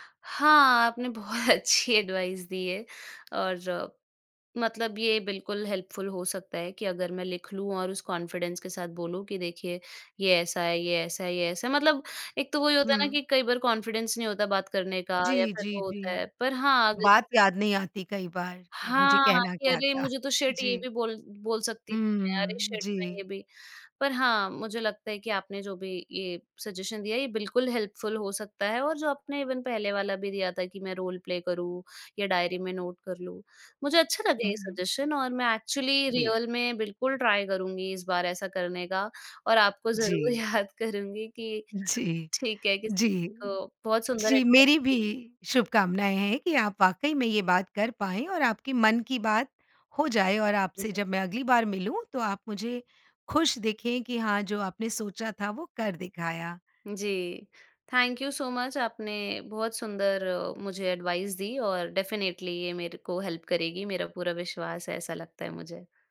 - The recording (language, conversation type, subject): Hindi, advice, मैं अपने वेतन में बढ़ोतरी के लिए अपने प्रबंधक से बातचीत कैसे करूँ?
- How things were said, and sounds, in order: laughing while speaking: "बहुत अच्छी"; in English: "एडवाइस"; in English: "हेल्पफुल"; in English: "कॉन्फिडेंस"; in English: "कॉन्फिडेंस"; laughing while speaking: "क्या था?"; in English: "शिट"; in English: "शिट"; in English: "सजेशन"; in English: "हेल्पफुल"; in English: "इवन"; in English: "रोल प्ले"; in English: "नोट"; in English: "सजेशन"; in English: "एक्चुअली रियल"; in English: "ट्राई"; laughing while speaking: "ज़रूर"; laughing while speaking: "जी, जी, जी, मेरी भी"; in English: "एडवाइस"; in English: "थैंक यू सो मच"; in English: "एडवाइस"; in English: "डेफिनिटली"; in English: "हेल्प"